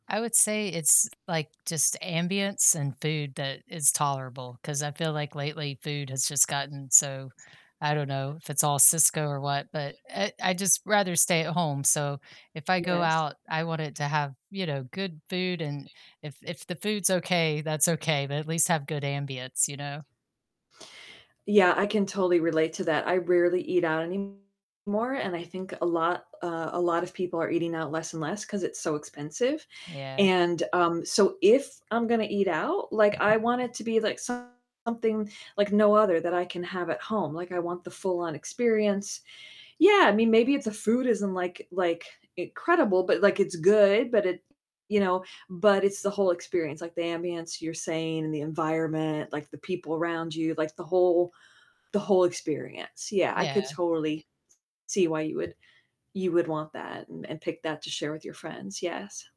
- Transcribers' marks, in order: static; background speech; mechanical hum; other background noise; distorted speech
- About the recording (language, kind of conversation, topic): English, unstructured, Which local places do you love sharing with friends to feel closer and make lasting memories?
- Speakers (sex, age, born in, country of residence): female, 45-49, United States, United States; female, 50-54, United States, United States